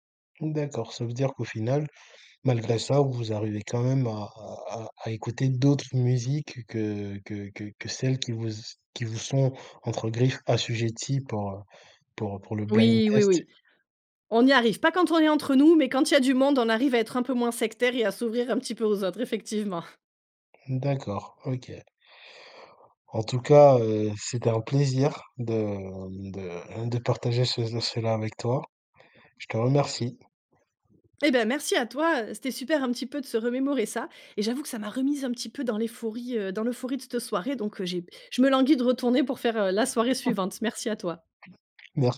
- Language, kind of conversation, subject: French, podcast, Raconte un moment où une playlist a tout changé pour un groupe d’amis ?
- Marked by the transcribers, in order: in English: "blind test"; "l'euphorie" said as "éphorie"; other background noise